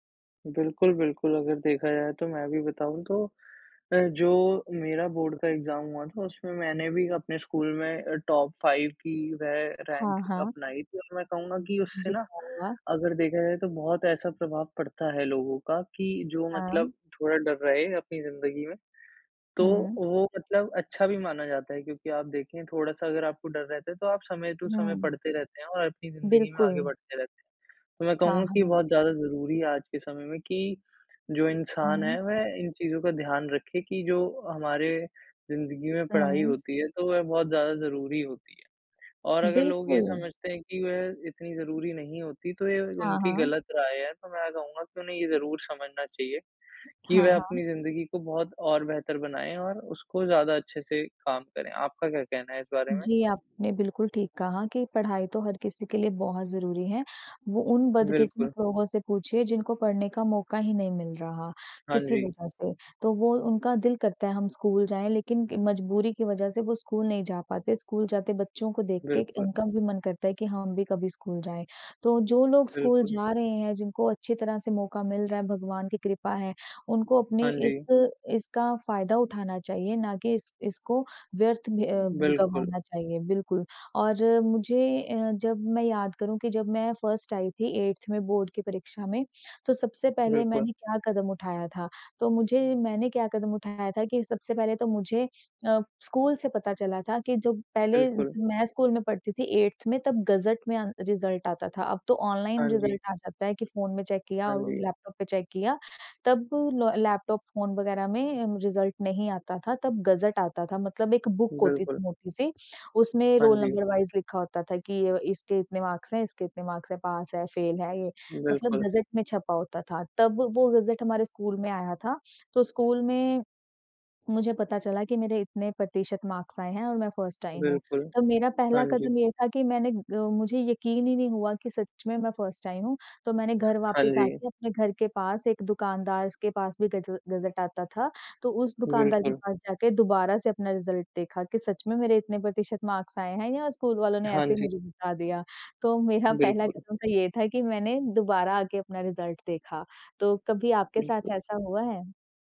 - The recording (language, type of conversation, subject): Hindi, unstructured, क्या आपको कभी किसी परीक्षा में सफलता मिलने पर खुशी मिली है?
- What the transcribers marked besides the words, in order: in English: "बोर्ड"; in English: "एग्ज़ाम"; in English: "टॉप फाइव"; in English: "रैंक"; in English: "टू"; in English: "फर्स्ट"; in English: "बोर्ड"; in English: "गज़ट"; in English: "अन रिज़ल्ट"; in English: "रिज़ल्ट"; in English: "रिज़ल्ट"; in English: "गज़ट"; in English: "बुक"; in English: "रोल नंबर वाइस"; in English: "मार्क्स"; in English: "मार्क्स"; in English: "फ़ेल"; in English: "गज़ट"; in English: "गज़ट"; in English: "मार्क्स"; in English: "फर्स्ट"; in English: "फर्स्ट"; in English: "गज़ गज़ट"; in English: "रिज़ल्ट"; in English: "मार्क्स"; laughing while speaking: "तो मेरा पहला कदम तो ये था कि मैंने"; in English: "रिज़ल्ट"